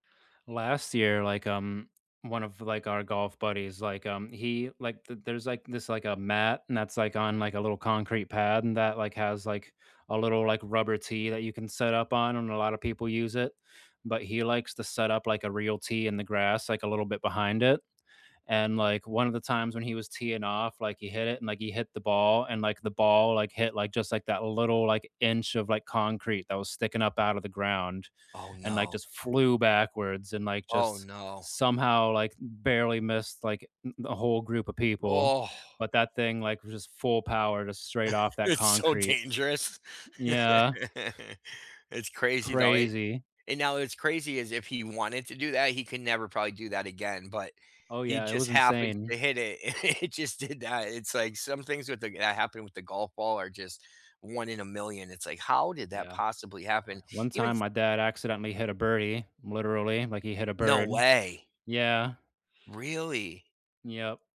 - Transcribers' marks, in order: tapping; laughing while speaking: "It's so dangerous"; laugh; other background noise; laughing while speaking: "it just"
- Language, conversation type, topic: English, unstructured, What is your newest hobby, and what surprising lessons has it taught you?